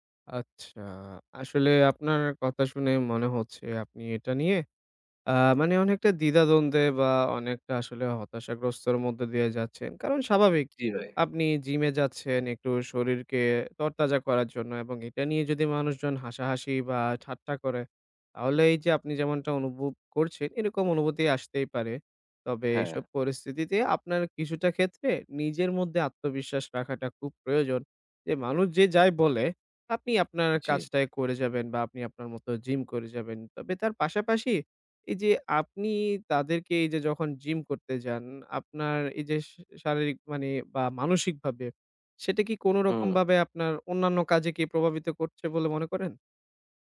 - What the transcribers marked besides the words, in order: other background noise; tapping
- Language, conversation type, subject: Bengali, advice, জিমে লজ্জা বা অন্যদের বিচারে অস্বস্তি হয় কেন?